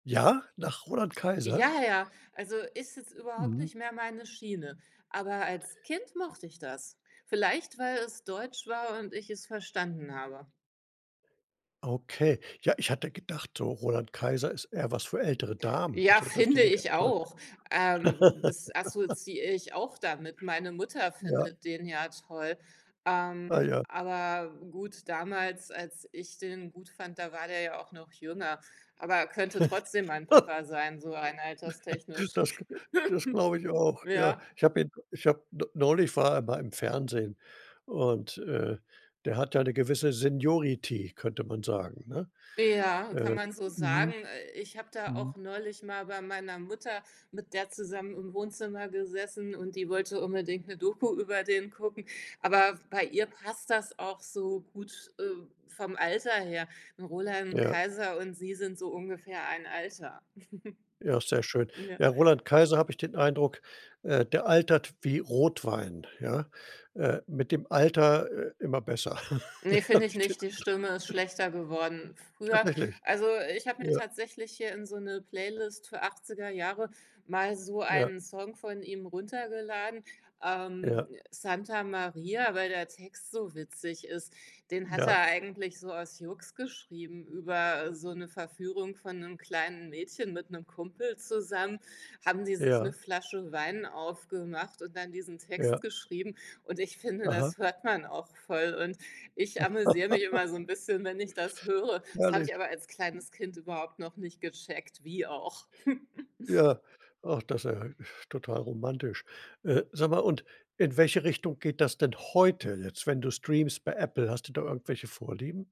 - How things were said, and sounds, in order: other background noise; laugh; laugh; laugh; laugh; in English: "Seniority"; chuckle; laugh; laughing while speaking: "Habe ich den Eindruck"; laugh; chuckle; stressed: "heute"
- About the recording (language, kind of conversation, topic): German, podcast, Wie entdeckst du heutzutage ganz ehrlich neue Musik?
- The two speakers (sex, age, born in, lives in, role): female, 45-49, Germany, Germany, guest; male, 65-69, Germany, Germany, host